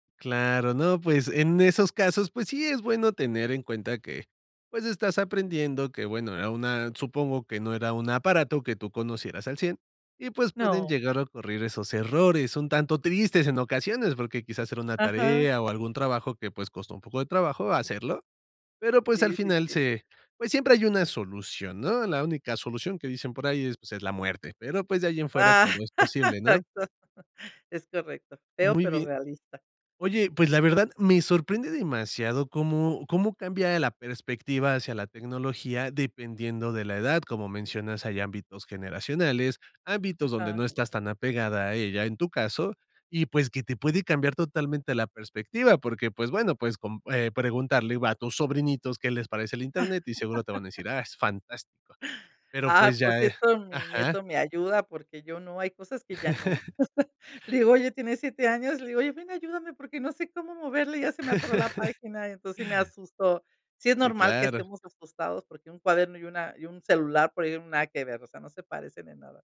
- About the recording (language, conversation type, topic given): Spanish, podcast, ¿Qué opinas de aprender por internet hoy en día?
- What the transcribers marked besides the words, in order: laugh; laugh; chuckle; laugh; laugh